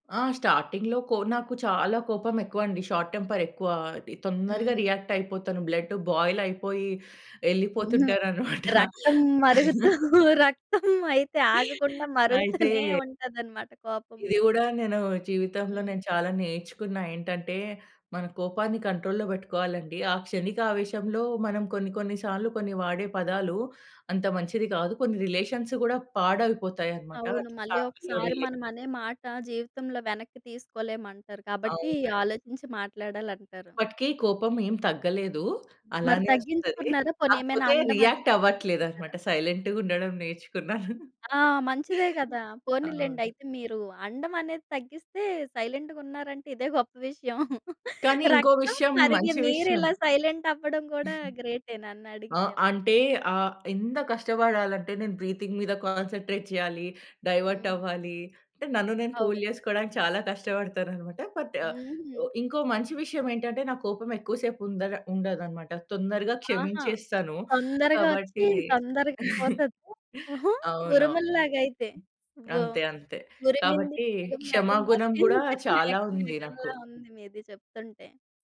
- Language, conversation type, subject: Telugu, podcast, చివరికి మీ జీవితం గురించి ప్రజలకు మీరు చెప్పాలనుకునే ఒక్క మాట ఏమిటి?
- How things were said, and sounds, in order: in English: "స్టార్టింగ్‌లో"; in English: "షార్ట్"; in English: "బ్లడ్"; laughing while speaking: "ఎళ్ళిపోతుంటాననమాట"; laughing while speaking: "మరుగుతూ రక్తమైతే"; chuckle; laughing while speaking: "మరుగుతూనే ఉంటదనమాట"; in English: "కంట్రోల్‌లో"; in English: "రిలేషన్స్"; in English: "ఫ్యామిలీలో"; in English: "రియాక్ట్"; in English: "సైలెంట్‌గా"; laughing while speaking: "నేర్చుకున్నాను"; laughing while speaking: "గొప్ప విషయం"; other background noise; in English: "సైలెంట్"; chuckle; in English: "బ్రీతింగ్"; in English: "కాన్సంట్రేట్"; in English: "కూల్"; in English: "బట్"; chuckle